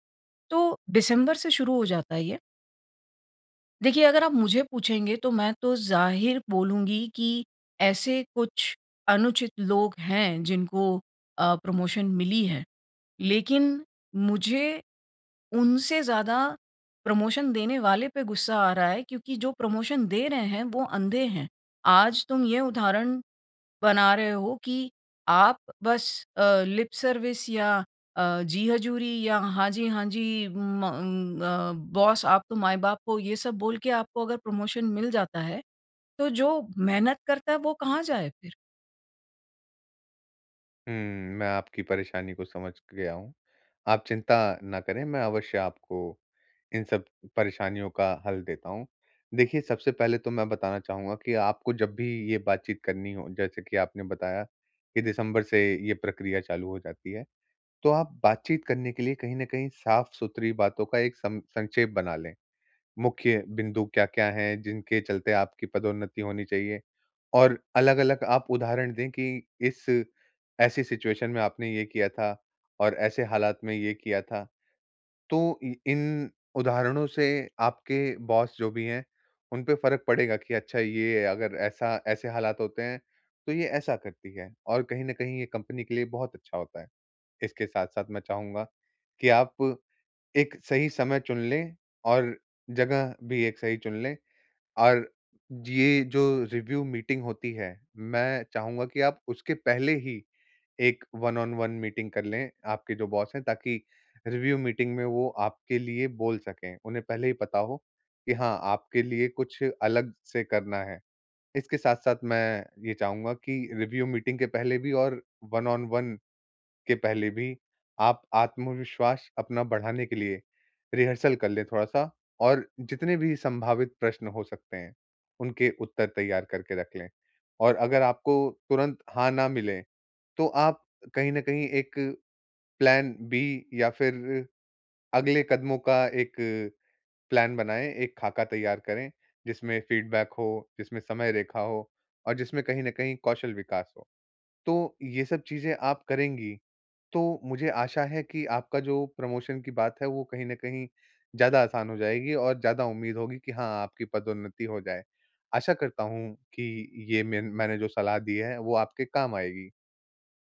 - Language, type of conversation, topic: Hindi, advice, बॉस से तनख्वाह या पदोन्नति पर बात कैसे करें?
- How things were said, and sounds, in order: in English: "डिसेंबर"; in English: "प्रमोशन"; in English: "प्रमोशन"; in English: "प्रमोशन"; in English: "लिप सर्विस"; in English: "बॉस"; in English: "प्रमोशन"; in English: "सिचुएशन"; in English: "बॉस"; in English: "रिव्यू मीटिंग"; in English: "वन-ऑन-वन मीटिंग"; in English: "बॉस"; in English: "रिव्यू मीटिंग"; in English: "रिव्यू मीटिंग"; in English: "वन-ऑन-वन"; in English: "रिहर्सल"; in English: "प्लान बी"; in English: "फीडबैक"; in English: "प्रमोशन"